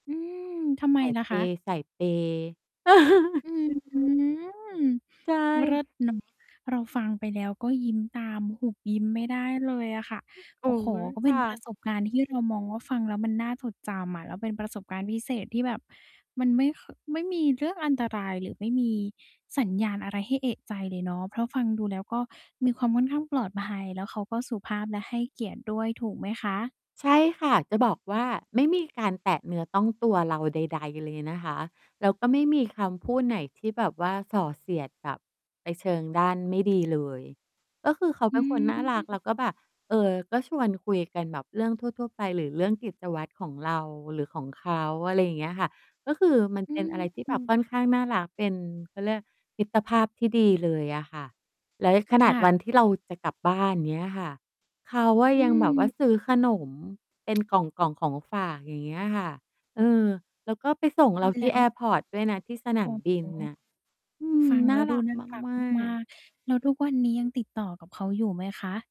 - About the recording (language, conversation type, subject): Thai, podcast, คุณเคยมีคนแปลกหน้าชวนไปกินข้าวหรือชิมของท้องถิ่นไหม?
- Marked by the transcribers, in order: distorted speech; drawn out: "อื้อฮือ"; chuckle; "เลย" said as "เน็ย"; other background noise; mechanical hum